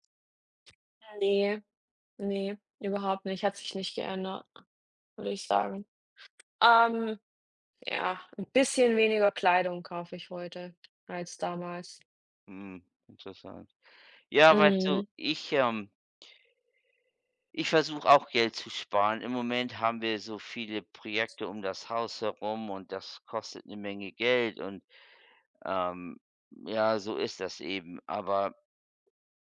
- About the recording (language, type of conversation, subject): German, unstructured, Wie entscheidest du, wofür du dein Geld ausgibst?
- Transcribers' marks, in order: other background noise